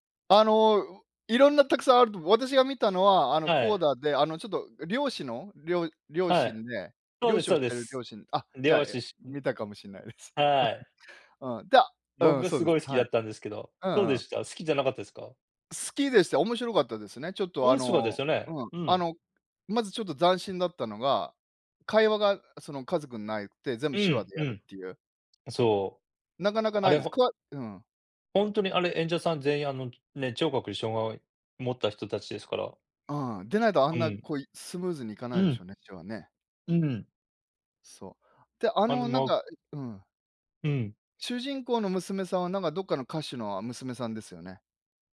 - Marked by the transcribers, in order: laughing while speaking: "しんないです"; laugh; "面白かった" said as "おんしゅわ"; unintelligible speech
- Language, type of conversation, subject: Japanese, unstructured, 最近見た映画で、特に印象に残った作品は何ですか？